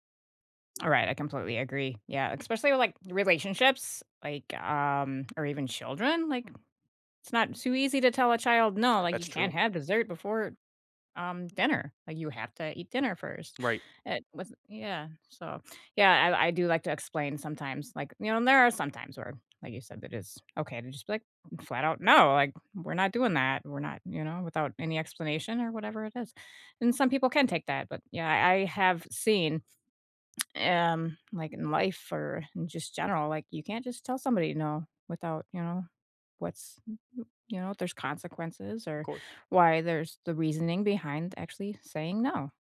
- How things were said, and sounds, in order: other background noise; tsk
- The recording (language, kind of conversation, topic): English, unstructured, What is a good way to say no without hurting someone’s feelings?